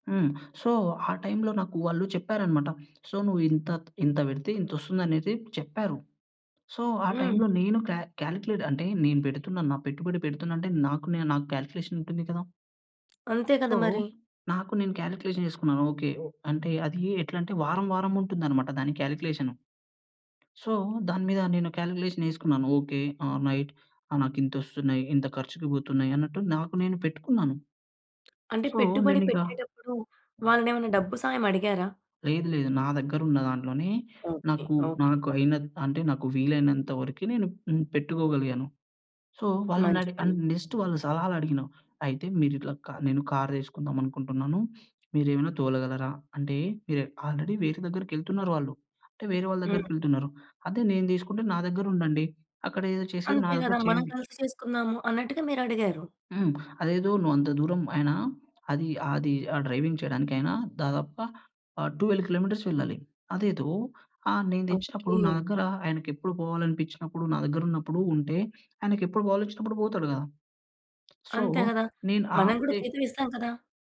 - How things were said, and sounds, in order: in English: "సో"; in English: "సో"; in English: "సో"; in English: "కా కాలిక్యులేట్"; other background noise; in English: "కాలిక్యులేషన్"; tapping; in English: "సో"; in English: "కాల్కులేషన్"; in English: "సో"; in English: "కాల్కులేషన్"; in English: "ఆల్‌రైట్"; in English: "సో"; in English: "సో"; in English: "అండ్ నెక్స్ట్"; in English: "ఆల్రెడీ"; in English: "డ్రైవింగ్"; in English: "ట్వెల్వ్ కిలోమీటర్స్"; in English: "సో"
- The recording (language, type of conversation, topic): Telugu, podcast, పడి పోయిన తర్వాత మళ్లీ లేచి నిలబడేందుకు మీ రహసం ఏమిటి?